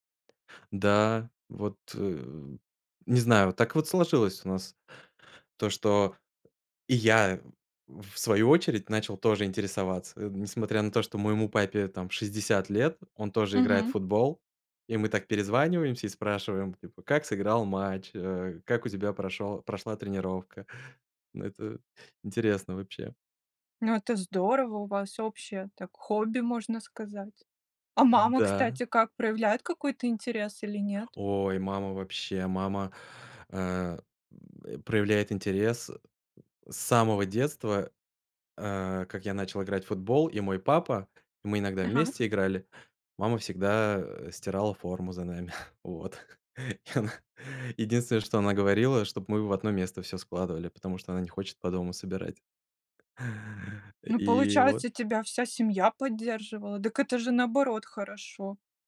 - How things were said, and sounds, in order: tapping; chuckle; laughing while speaking: "и она"
- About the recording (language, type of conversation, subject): Russian, podcast, Как на практике устанавливать границы с назойливыми родственниками?